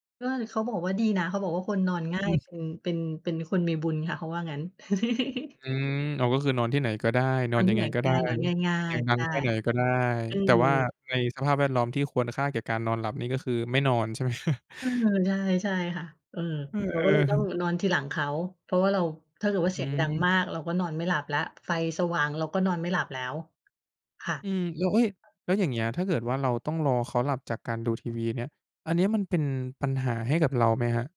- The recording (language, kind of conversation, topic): Thai, podcast, คุณมีพิธีกรรมก่อนนอนอะไรที่ช่วยให้หลับสบายบ้างไหม?
- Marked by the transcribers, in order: tapping; chuckle; laughing while speaking: "ใช่ไหม ?"